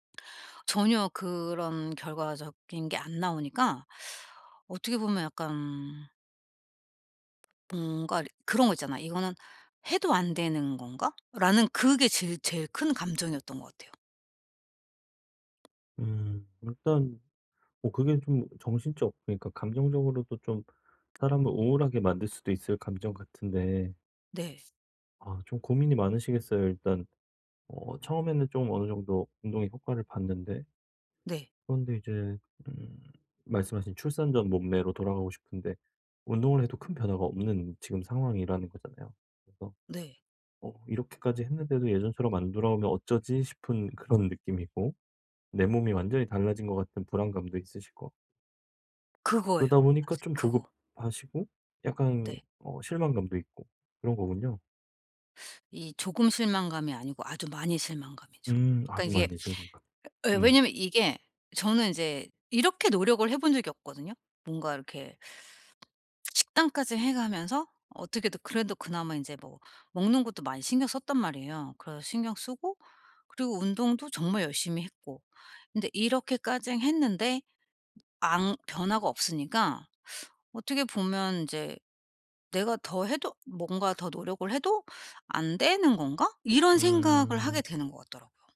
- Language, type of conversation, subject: Korean, advice, 동기부여가 떨어질 때도 운동을 꾸준히 이어가기 위한 전략은 무엇인가요?
- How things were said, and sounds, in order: tapping; other background noise